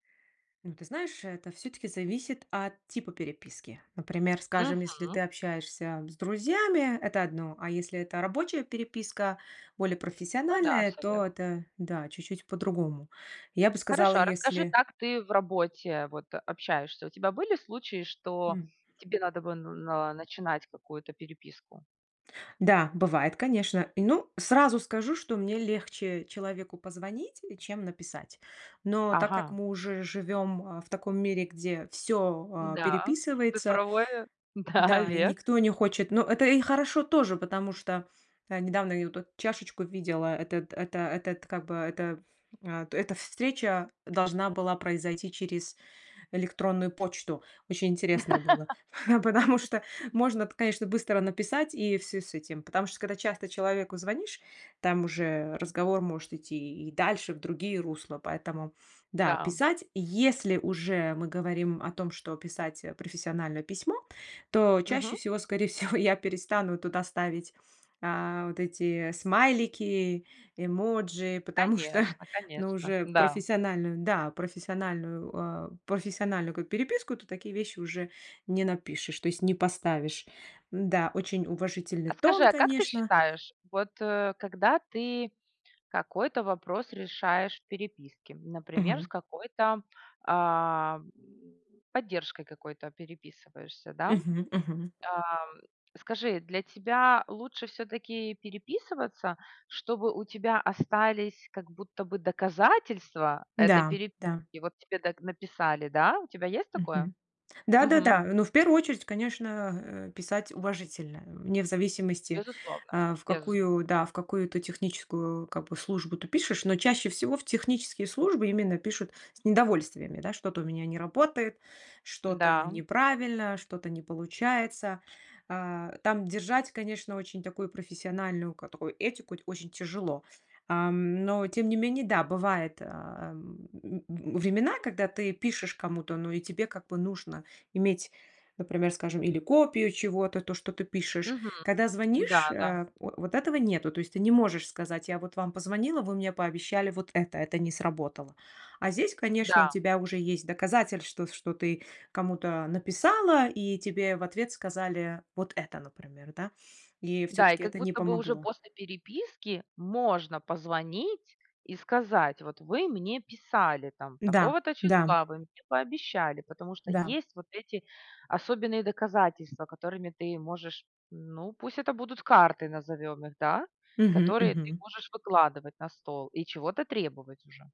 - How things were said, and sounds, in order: tapping; laughing while speaking: "Да"; other background noise; laughing while speaking: "потому что"; laugh; laughing while speaking: "всего"; laughing while speaking: "потому что"
- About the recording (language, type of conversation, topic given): Russian, podcast, Как эффективно общаться в переписке?